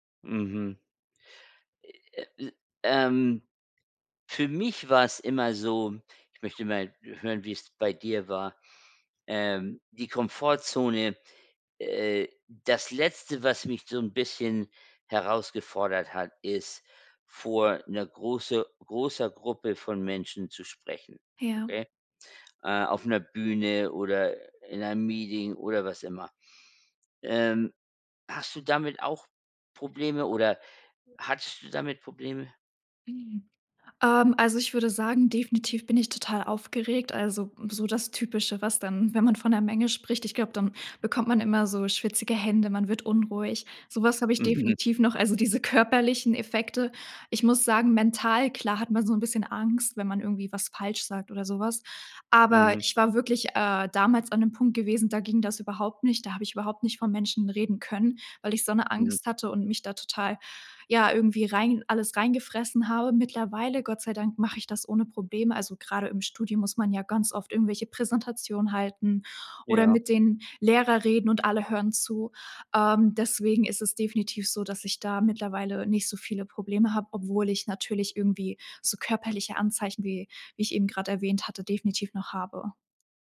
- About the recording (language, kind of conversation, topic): German, podcast, Was hilft dir, aus der Komfortzone rauszugehen?
- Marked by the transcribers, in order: other noise; laughing while speaking: "diese"